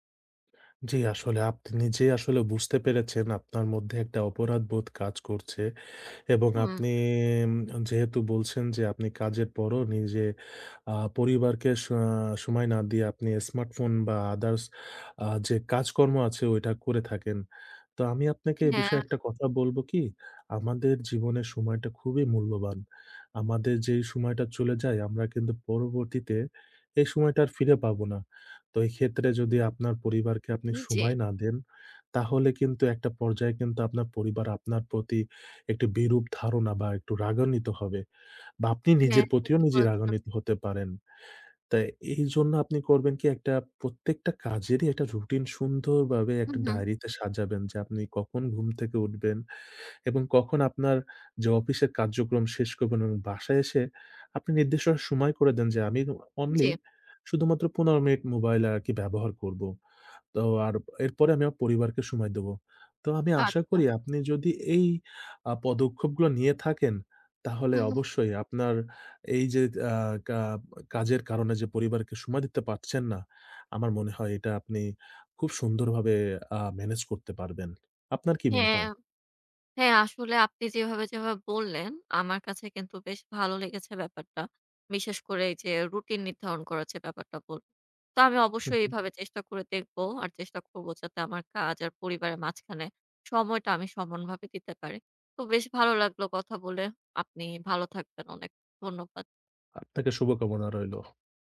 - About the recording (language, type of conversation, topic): Bengali, advice, কাজ আর পরিবারের মাঝে সমান সময় দেওয়া সম্ভব হচ্ছে না
- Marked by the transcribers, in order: "আপনি" said as "আপ্ত"; drawn out: "আপনি"; tapping; "ভাবে" said as "বাবে"; "দিতে" said as "কিতে"